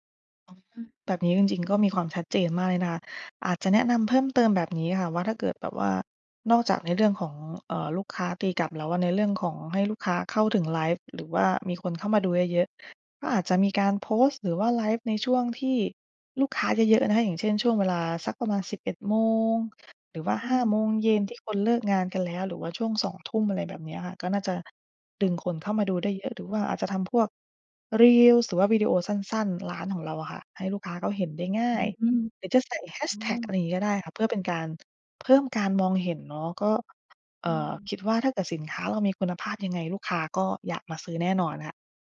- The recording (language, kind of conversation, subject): Thai, advice, จะรับมือกับความรู้สึกท้อใจอย่างไรเมื่อยังไม่มีลูกค้าสนใจสินค้า?
- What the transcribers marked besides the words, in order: none